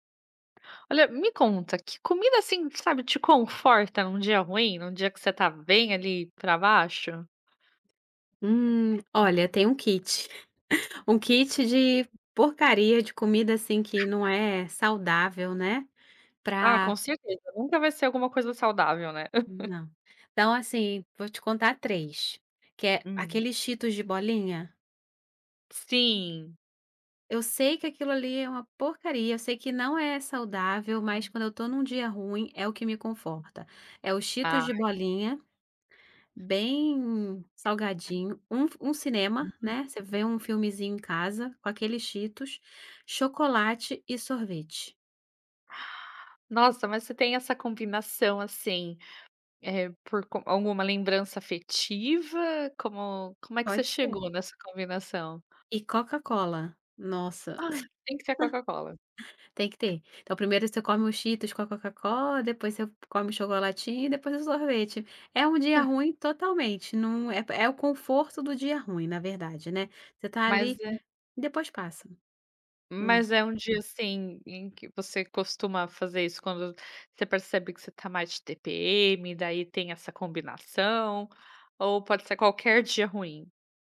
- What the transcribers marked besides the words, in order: tapping; chuckle; other background noise; laugh; unintelligible speech; breath; sneeze; chuckle; chuckle
- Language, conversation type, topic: Portuguese, podcast, Que comida te conforta num dia ruim?